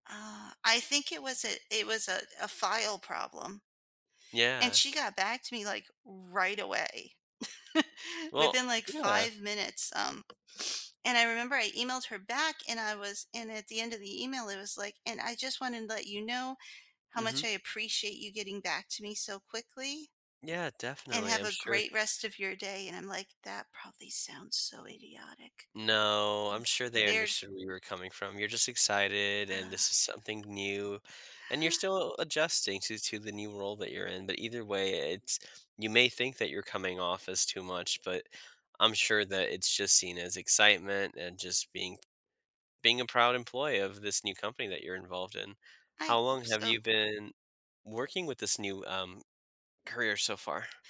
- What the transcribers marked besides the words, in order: chuckle; tapping; sigh; other background noise
- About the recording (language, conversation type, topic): English, advice, How can I adjust to a new job and feel confident in my role and workplace?